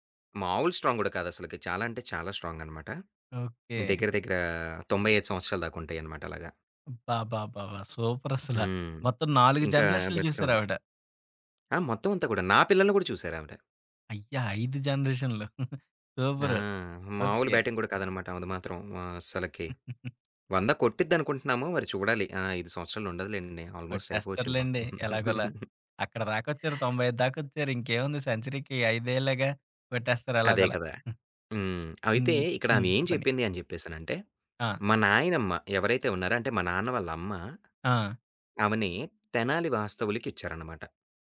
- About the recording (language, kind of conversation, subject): Telugu, podcast, మీ కుటుంబ వలస కథను ఎలా చెప్పుకుంటారు?
- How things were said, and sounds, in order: in English: "స్ట్రాంగ్"; chuckle; in English: "బ్యాటింగ్"; chuckle; other background noise; in English: "ఆల్‌మోస్ట్"; chuckle; in English: "సెంచరీకి"